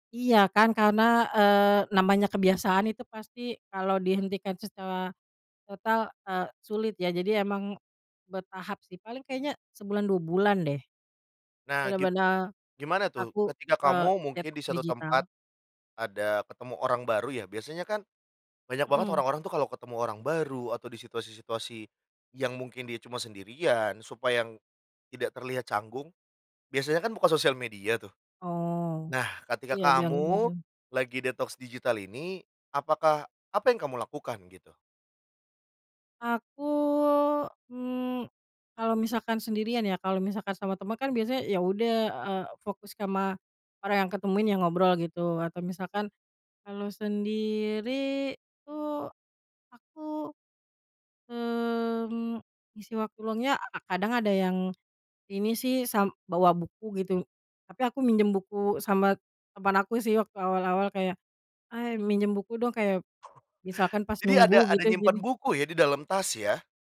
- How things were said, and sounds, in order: other background noise; "supaya" said as "supayang"; "bosen" said as "bozeh"; tapping; chuckle
- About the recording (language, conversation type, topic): Indonesian, podcast, Pernahkah kamu mencoba detoks digital, dan apa alasannya?